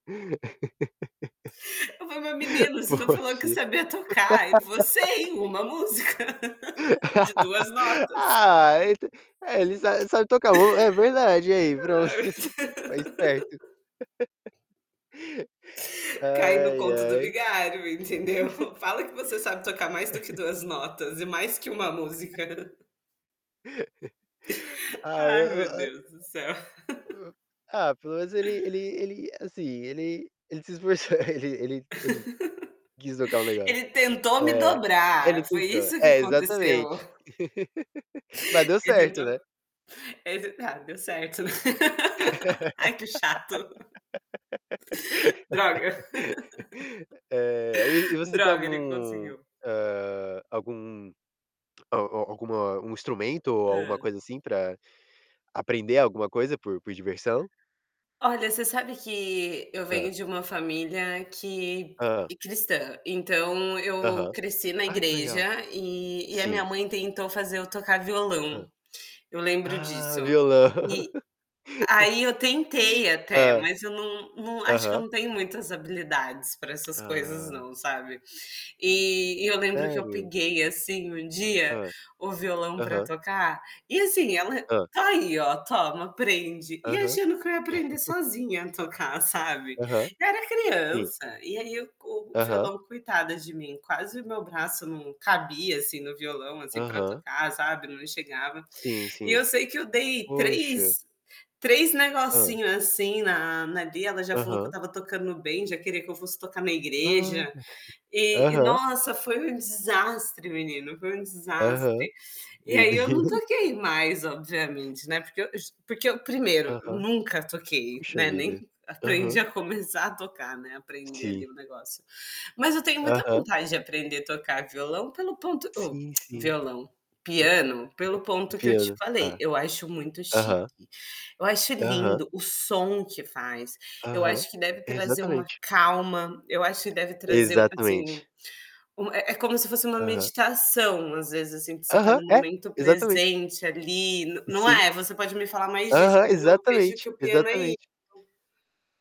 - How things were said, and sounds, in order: laugh; laughing while speaking: "Poxa"; laugh; laughing while speaking: "uma música"; laugh; tapping; laugh; laughing while speaking: "entendeu?"; chuckle; chuckle; laugh; unintelligible speech; distorted speech; laugh; laughing while speaking: "se esforçou"; laugh; chuckle; laugh; other background noise; laugh; laugh; laughing while speaking: "violão"; chuckle; chuckle; chuckle; laughing while speaking: "Deus"; tongue click; static
- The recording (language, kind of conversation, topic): Portuguese, unstructured, Você já tentou aprender algo novo só por diversão?